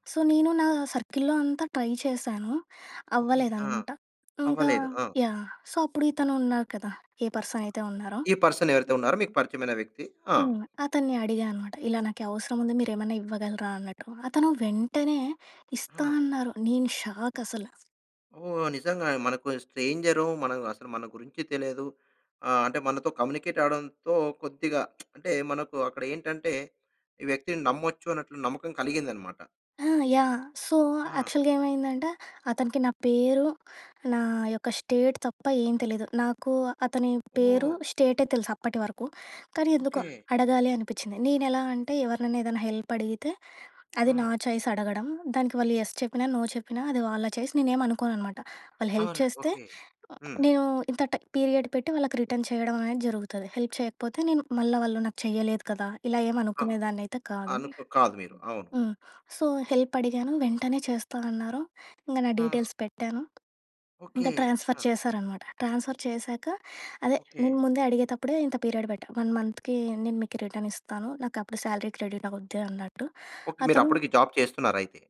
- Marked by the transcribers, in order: in English: "సో"; in English: "సర్కిల్‌లో"; in English: "ట్రై"; in English: "సో"; other background noise; in English: "పర్సన్"; in English: "షాక్"; lip smack; in English: "సో, యాక్చల్‌గా"; in English: "స్టేట్"; in English: "ఛాయిస్"; in English: "యెస్"; in English: "నో"; in English: "ఛాయిస్"; in English: "హెల్ప్"; in English: "పీరియడ్"; in English: "రిటర్న్"; in English: "హెల్ప్"; in English: "సో"; in English: "డీటెయిల్స్"; tapping; in English: "ట్రాన్స్‌ఫర్"; in English: "ట్రాన్స్‌ఫర్"; in English: "పీరియడ్"; in English: "వన్ మంత్‌కీ"; in English: "శాలరీ"; in English: "జాబ్"
- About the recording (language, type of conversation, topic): Telugu, podcast, పరాయి వ్యక్తి చేసిన చిన్న సహాయం మీపై ఎలాంటి ప్రభావం చూపిందో చెప్పగలరా?